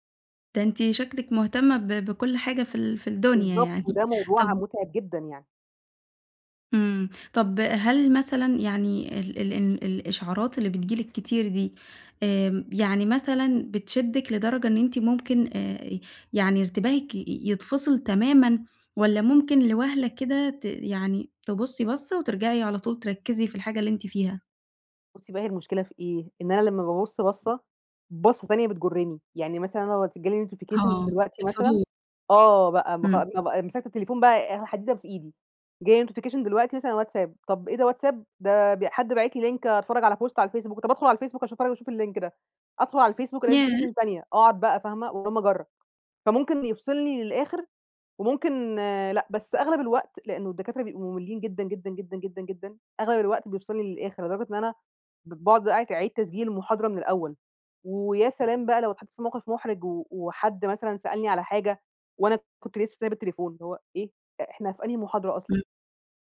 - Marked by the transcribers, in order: chuckle; "انتباهِك" said as "ارتباهك"; in English: "notification"; laughing while speaking: "آه"; in English: "notification"; in English: "link"; in English: "بوست"; in English: "الlink"; in English: "notifications"
- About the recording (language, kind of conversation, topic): Arabic, advice, إزاي إشعارات الموبايل بتخلّيك تتشتّت وإنت شغال؟